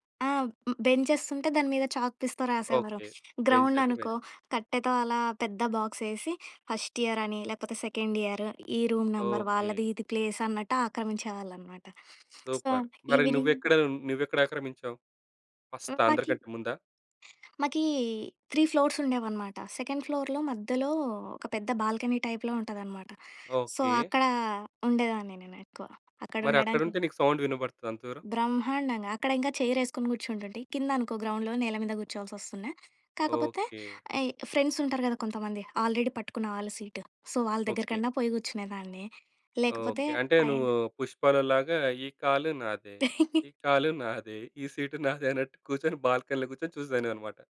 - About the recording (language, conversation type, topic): Telugu, podcast, మీరు కొత్త హాబీని ఎలా మొదలుపెట్టారు?
- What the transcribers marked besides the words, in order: in English: "బెంచెస్"; in English: "చాక్‌పీస్‌తో"; in English: "బెంచ్"; other background noise; in English: "ఫస్ట్"; in English: "సెకండ్"; in English: "రూమ్ నెంబర్"; in English: "సూపర్"; in English: "సో, ఈవినింగ్"; in English: "ఫస్ట్"; in English: "త్రీ"; in English: "సెకండ్ ఫ్లోర్‌లో"; in English: "టైప్‌లో"; in English: "సో"; tapping; in English: "సౌండ్"; in English: "గ్రౌండ్‌లో"; in English: "ఆల్రెడీ"; in English: "సో"; chuckle